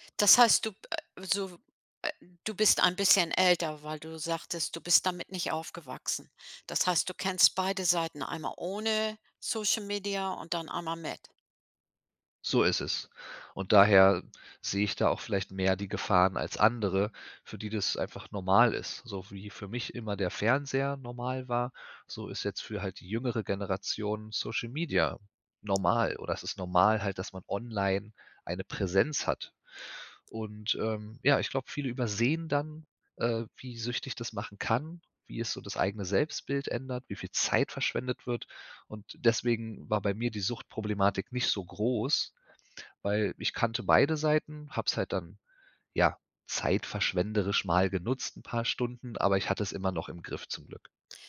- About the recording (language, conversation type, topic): German, podcast, Was nervt dich am meisten an sozialen Medien?
- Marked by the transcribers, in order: stressed: "Zeit"